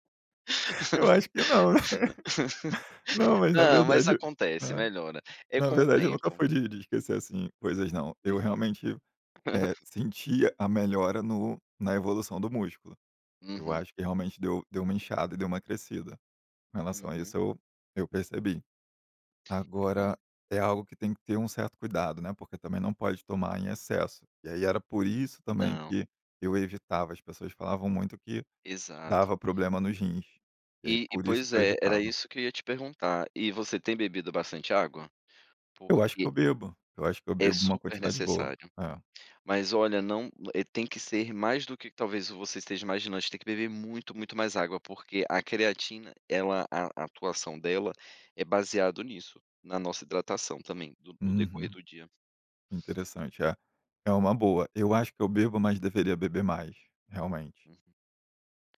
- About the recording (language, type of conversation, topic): Portuguese, podcast, Me conte uma rotina matinal que equilibre corpo e mente.
- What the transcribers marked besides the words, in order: laugh; laughing while speaking: "Eu acho que não"